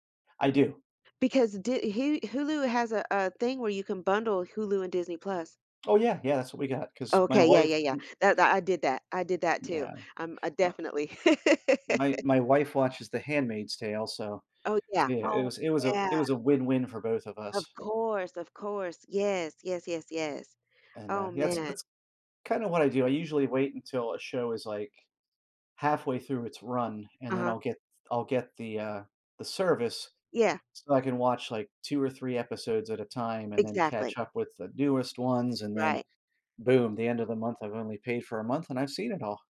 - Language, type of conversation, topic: English, unstructured, How would you spend a week with unlimited parks and museums access?
- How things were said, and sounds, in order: other background noise; laugh